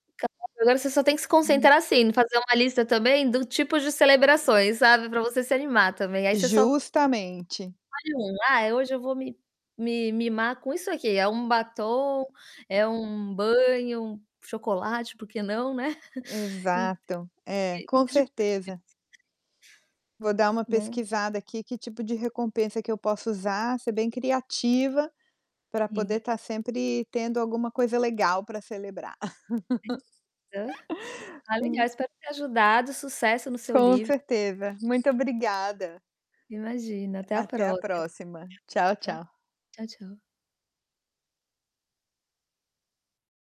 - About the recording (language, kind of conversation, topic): Portuguese, advice, Como posso revisar meu progresso regularmente e comemorar pequenas vitórias?
- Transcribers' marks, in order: distorted speech; tapping; chuckle; mechanical hum; laugh; unintelligible speech